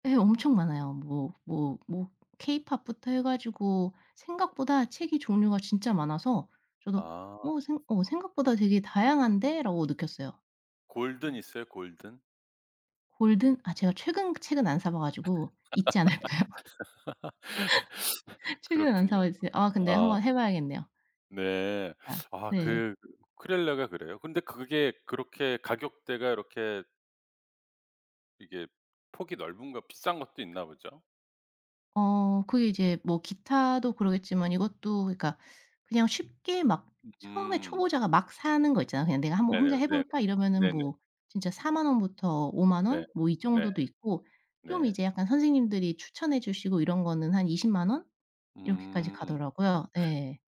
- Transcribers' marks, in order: other background noise; laugh; laughing while speaking: "있지 않을까요?"; laugh; teeth sucking
- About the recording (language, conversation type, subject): Korean, podcast, 요즘 집에서 즐기는 작은 취미가 있나요?